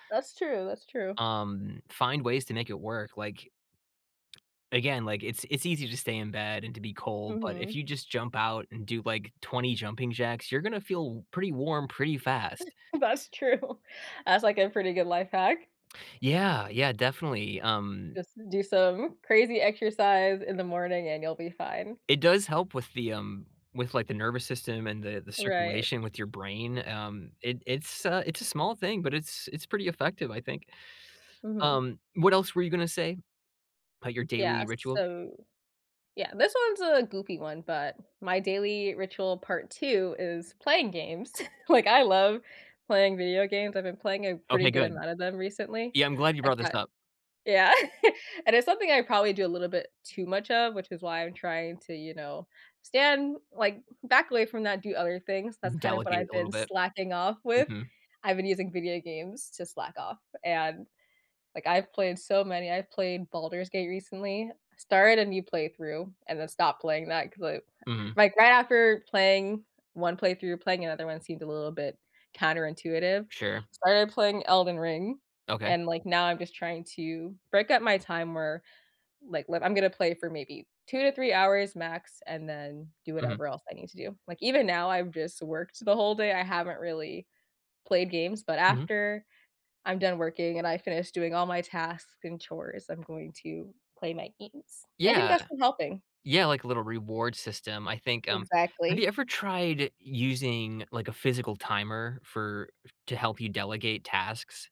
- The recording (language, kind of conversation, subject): English, unstructured, What small daily ritual should I adopt to feel like myself?
- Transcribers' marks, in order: laughing while speaking: "That's true"; other background noise; chuckle; laughing while speaking: "Yeah"